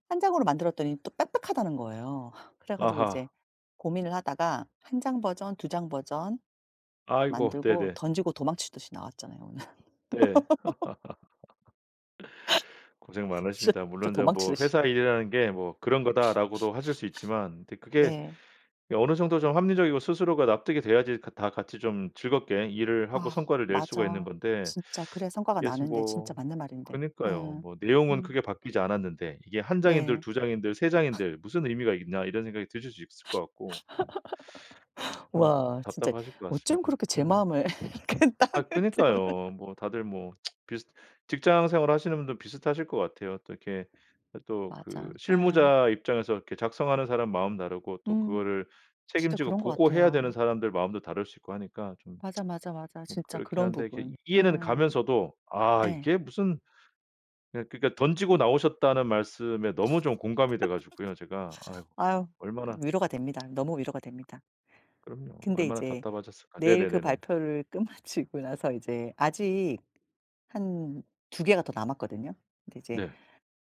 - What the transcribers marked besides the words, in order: tapping; laugh; laughing while speaking: "오늘"; laugh; laugh; other background noise; other noise; teeth sucking; laugh; teeth sucking; lip smack; laughing while speaking: "마음을 그렇게 딱 맞추면은"; lip smack; tsk; laugh; laughing while speaking: "끝마치고"
- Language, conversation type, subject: Korean, advice, 마감 압박 때문에 창작이 막혀 작업을 시작하지 못할 때 어떻게 해야 하나요?